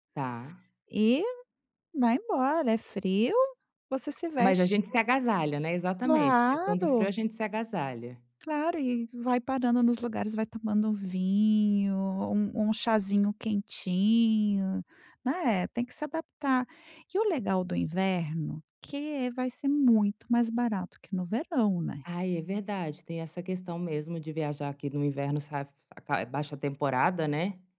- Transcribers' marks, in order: none
- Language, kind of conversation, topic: Portuguese, advice, Como posso viajar mais gastando pouco e sem me endividar?